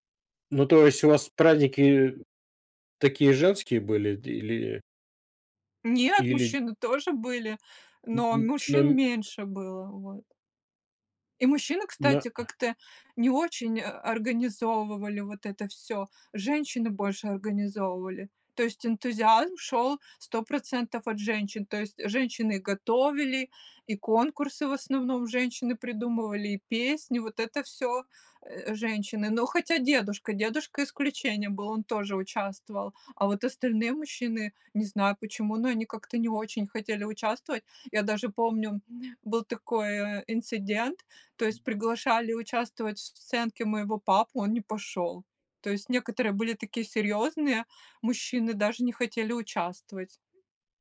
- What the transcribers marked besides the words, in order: other background noise; other noise
- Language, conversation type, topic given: Russian, podcast, Как проходили семейные праздники в твоём детстве?